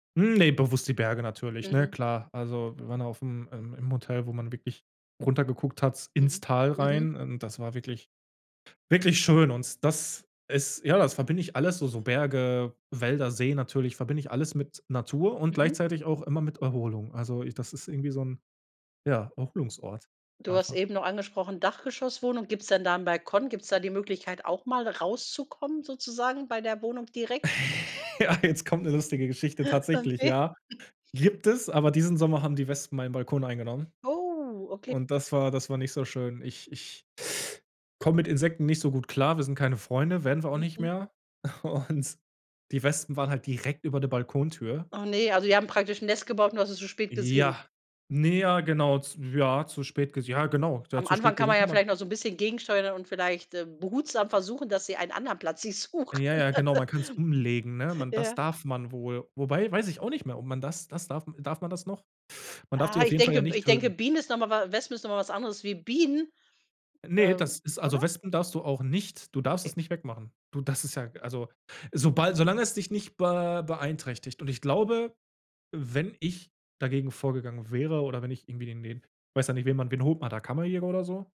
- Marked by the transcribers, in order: laugh; laughing while speaking: "Ja, jetzt"; laughing while speaking: "Okay"; chuckle; drawn out: "Oh"; inhale; chuckle; laughing while speaking: "Und"; laughing while speaking: "suchen"; laugh; other background noise
- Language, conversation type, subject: German, podcast, Wie erholst du dich in der Natur oder an der frischen Luft?